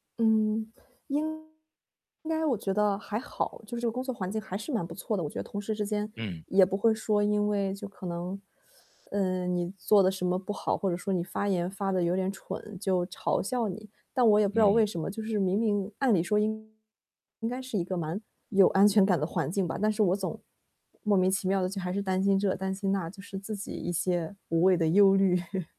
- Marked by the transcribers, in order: distorted speech; static; chuckle
- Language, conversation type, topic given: Chinese, advice, 我怎样才能在小组讨论中从沉默变得更主动参与？